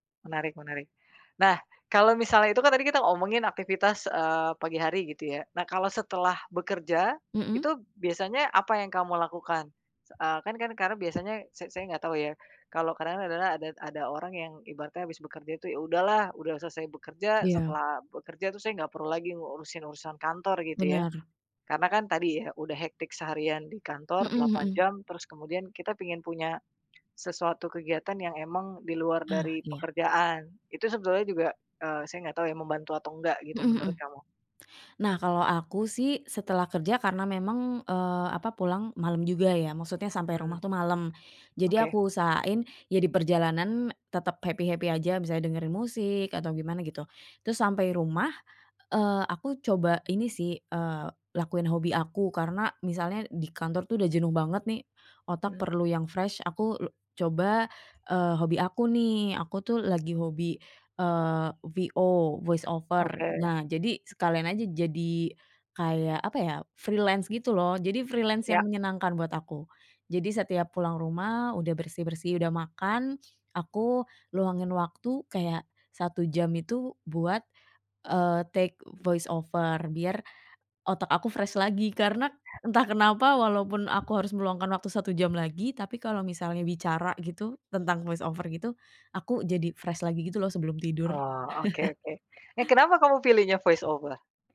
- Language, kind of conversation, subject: Indonesian, podcast, Apakah kamu pernah merasa jenuh dengan pekerjaan, dan bagaimana kamu bangkit lagi?
- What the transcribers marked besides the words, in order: tapping; other background noise; in English: "happy-happy"; in English: "fresh"; in English: "VO, voice over"; in English: "freelance"; in English: "freelance"; in English: "take voice over"; in English: "fresh"; in English: "voice over"; in English: "fresh"; chuckle; in English: "voice over?"